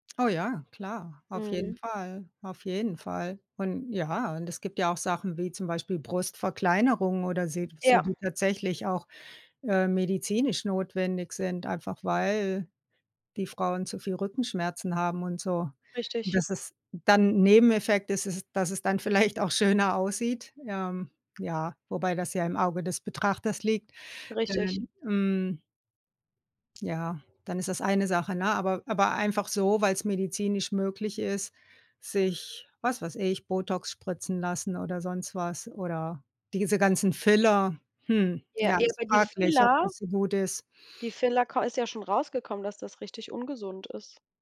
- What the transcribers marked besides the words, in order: stressed: "weil"
- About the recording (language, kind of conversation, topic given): German, unstructured, Wie hat sich unser Leben durch medizinische Entdeckungen verändert?